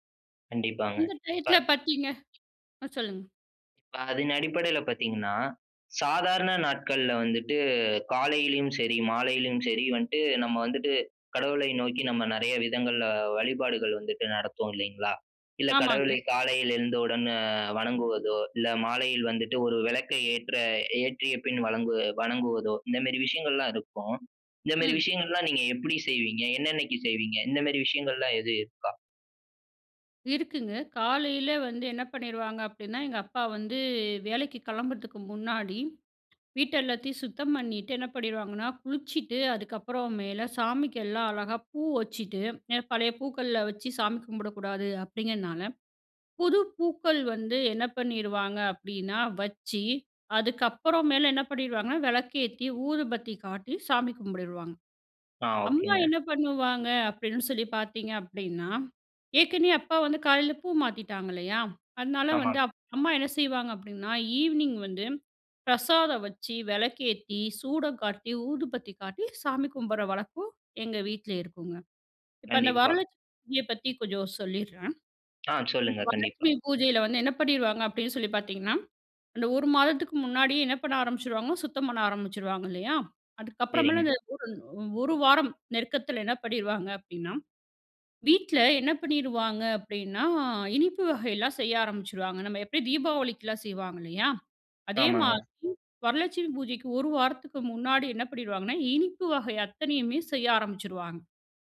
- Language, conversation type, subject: Tamil, podcast, வீட்டில் வழக்கமான தினசரி வழிபாடு இருந்தால் அது எப்படிச் நடைபெறுகிறது?
- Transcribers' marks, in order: tsk; other background noise; drawn out: "வந்துட்டு"; "வந்துட்டு" said as "வன்ட்டு"; drawn out: "எழுந்தவுடன்"; "வணங்கு-" said as "வளங்கு"